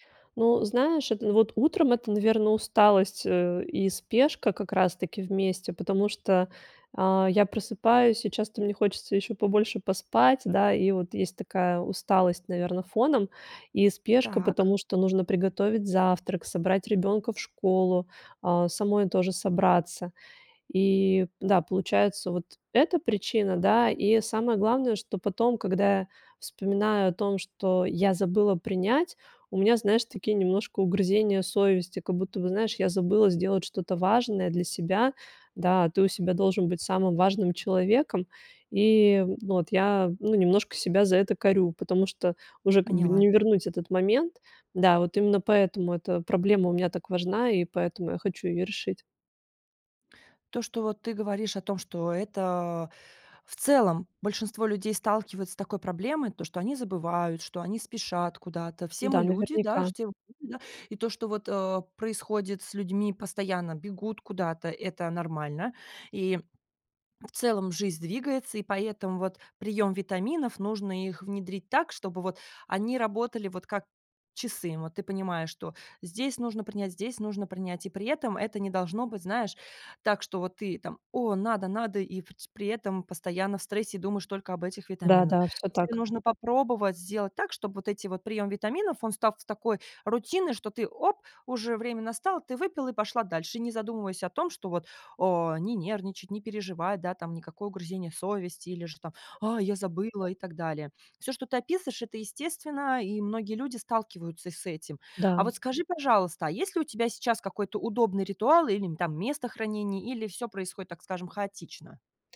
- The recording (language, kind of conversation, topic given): Russian, advice, Как справиться с забывчивостью и нерегулярным приёмом лекарств или витаминов?
- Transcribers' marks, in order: "вот" said as "воть"; afraid: "А, я забыла"; other background noise